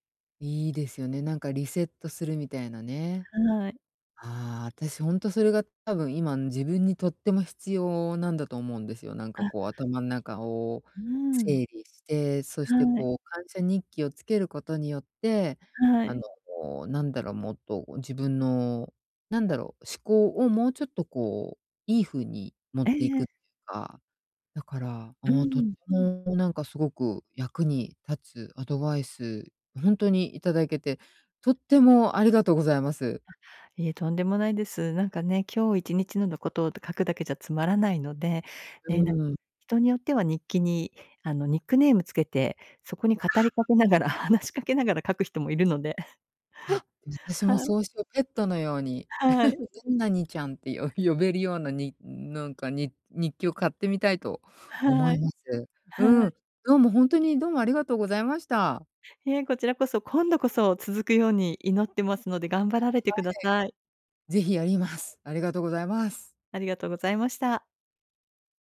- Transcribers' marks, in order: laughing while speaking: "語りかけながら、話しかけながら書く人もいるので。はい"; chuckle
- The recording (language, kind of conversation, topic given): Japanese, advice, 簡単な行動を習慣として定着させるには、どこから始めればいいですか？